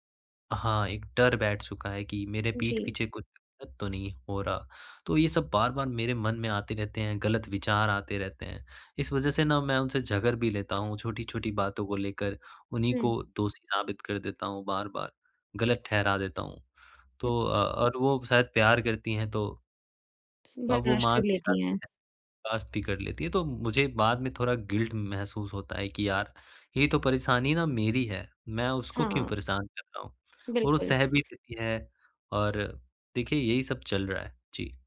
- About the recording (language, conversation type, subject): Hindi, advice, पिछले रिश्ते का दर्द वर्तमान रिश्ते में आना
- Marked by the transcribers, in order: in English: "गिल्ट"